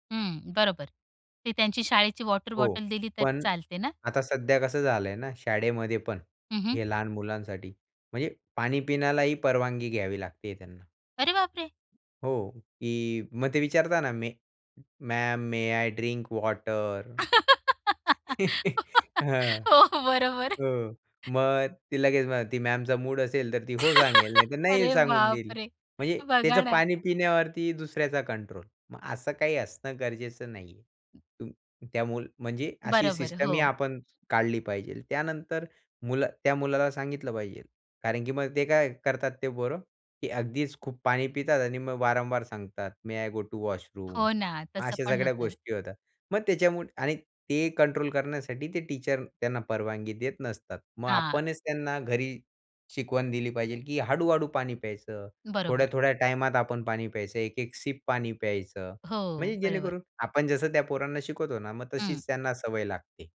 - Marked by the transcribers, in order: other background noise; in English: "वॉटर बॉटल"; surprised: "अरे बापरे!"; in English: "मे मॅम, मे आय ड्रिंक वॉटर?"; chuckle; giggle; laughing while speaking: "हो, बरोबर"; laugh; in English: "सिस्टमही"; in English: "मे आय गो टू वॉशरूम?"; in English: "टीचर"; in English: "सिप"
- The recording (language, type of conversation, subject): Marathi, podcast, पाणी पिण्याची सवय चांगली कशी ठेवायची?